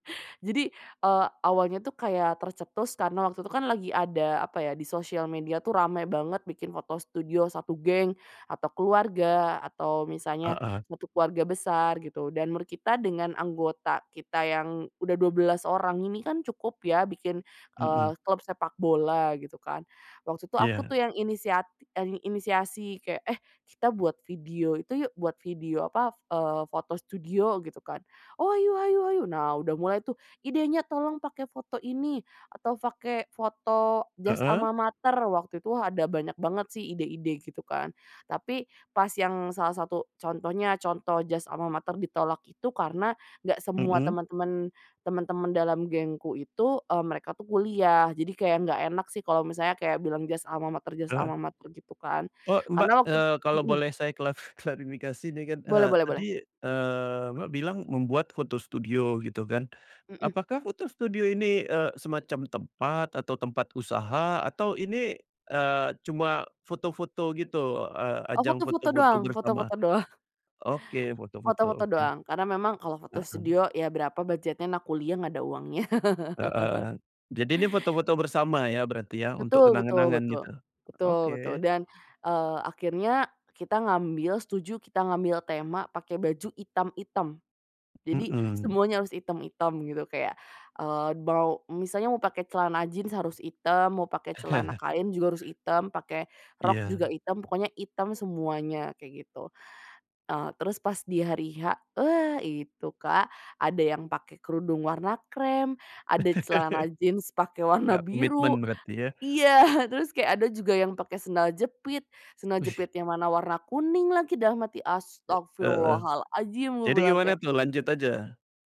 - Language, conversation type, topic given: Indonesian, podcast, Apa pengalaman paling seru saat kamu ngumpul bareng teman-teman waktu masih sekolah?
- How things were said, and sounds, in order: laughing while speaking: "doang"; laughing while speaking: "uangnya"; chuckle; other background noise; tapping; chuckle; chuckle; laughing while speaking: "Iya"